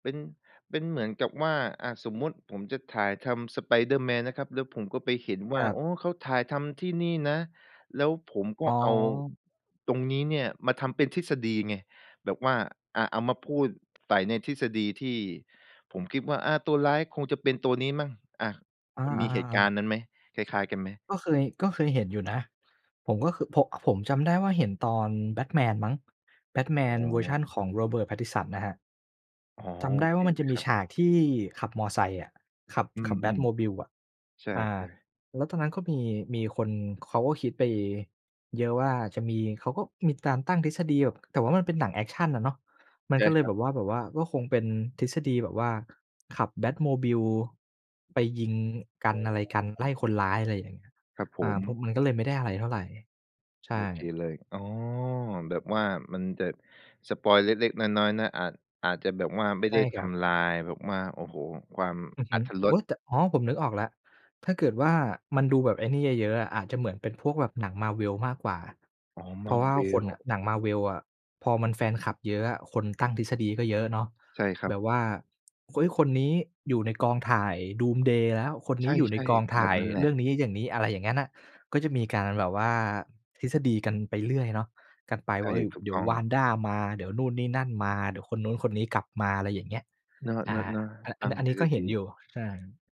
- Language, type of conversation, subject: Thai, podcast, ทำไมคนถึงชอบคิดทฤษฎีของแฟนๆ และถกกันเรื่องหนัง?
- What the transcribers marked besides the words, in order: other background noise; tapping